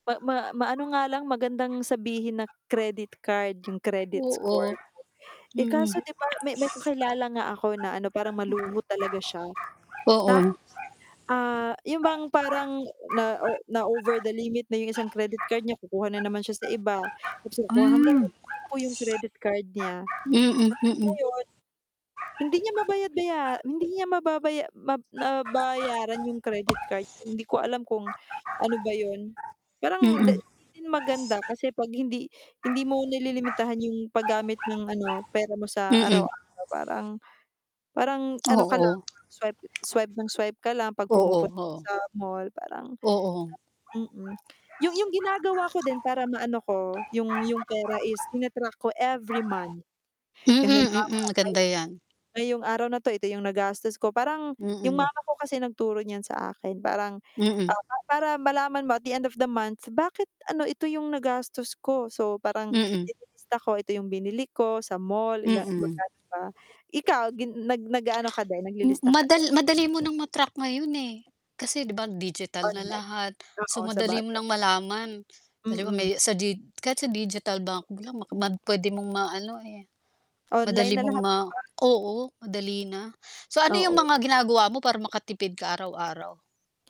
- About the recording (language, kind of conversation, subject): Filipino, unstructured, Paano mo pinaplano ang paggamit ng pera mo sa araw-araw?
- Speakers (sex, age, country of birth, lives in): female, 30-34, Philippines, United States; female, 55-59, Philippines, Philippines
- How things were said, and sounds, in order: static; dog barking; tapping; distorted speech; tongue click; other background noise; lip smack; mechanical hum